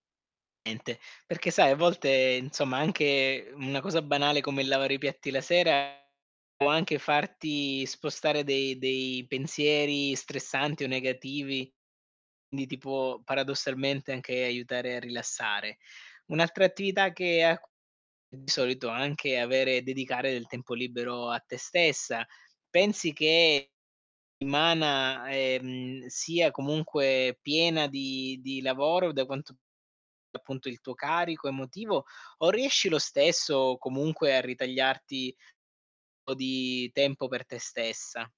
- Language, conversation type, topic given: Italian, advice, Quali difficoltà incontri nello stabilire le priorità tra lavoro profondo e compiti superficiali?
- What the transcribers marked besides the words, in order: distorted speech; "quindi" said as "indi"; "settimana" said as "imana"